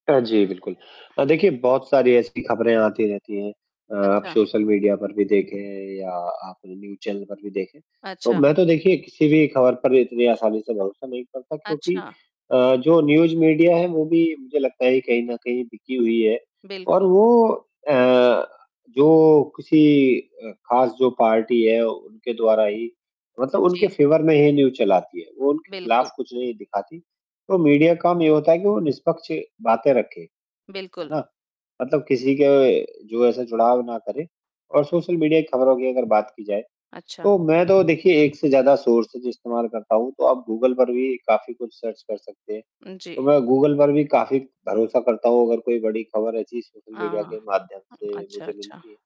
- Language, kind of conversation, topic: Hindi, unstructured, मीडिया की खबरों पर भरोसा करना कितना सही है?
- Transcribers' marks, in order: other background noise; static; in English: "न्यूज़"; in English: "न्यूज़"; in English: "फेवर"; in English: "न्यूज़"; in English: "सोर्सेज़"; in English: "सर्च"